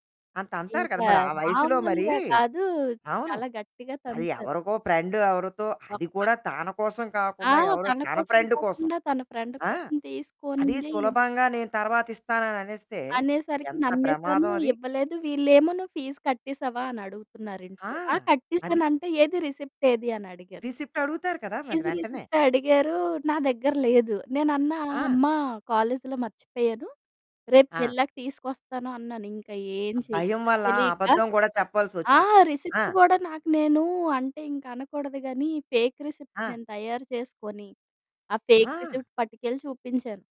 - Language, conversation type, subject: Telugu, podcast, భయాన్ని ఎదుర్కోవడానికి మీరు పాటించే చిట్కాలు ఏమిటి?
- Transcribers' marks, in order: static; in English: "ఫ్రెండ్"; distorted speech; in English: "ఫ్రెండ్"; in English: "ఫ్రెండ్"; in English: "ఫీజ్"; in English: "రిసిప్ట్"; in English: "రిసిప్ట్"; in English: "ఫీజ్ రిసిప్ట్"; in English: "రిసిప్ట్"; in English: "ఫేక్ రిసిప్ట్"; in English: "ఫేక్ రిసిప్ట్"